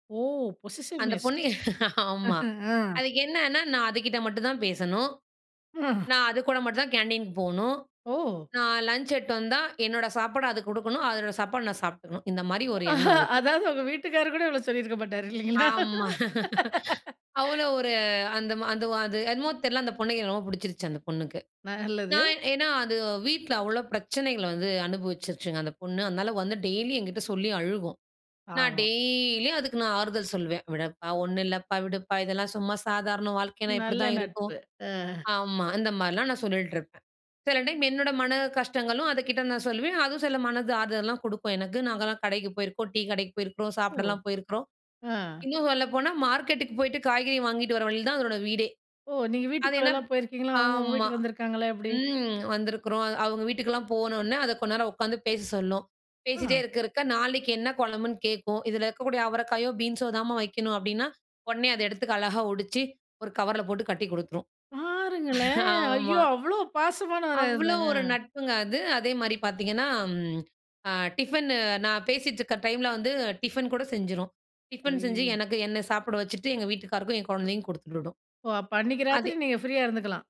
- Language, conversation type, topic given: Tamil, podcast, நம்பிக்கையை உடைக்காமல் சர்ச்சைகளை தீர்க்க எப்படி செய்கிறீர்கள்?
- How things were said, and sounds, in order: laugh; unintelligible speech; chuckle; laugh; drawn out: "டெய்லியும்"; surprised: "பாருங்களேன். ஐயோ! அவ்வளோ பாசமானவரா இருந்தாங்க?"; drawn out: "பாருங்களேன்"; chuckle